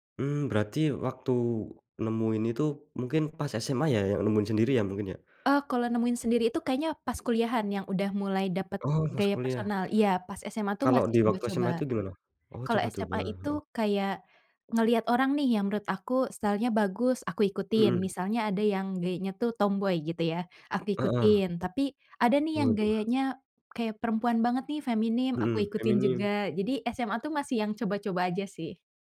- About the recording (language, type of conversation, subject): Indonesian, podcast, Bagaimana kamu pertama kali menemukan gaya pribadimu?
- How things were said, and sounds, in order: other background noise; tapping; in English: "style-nya"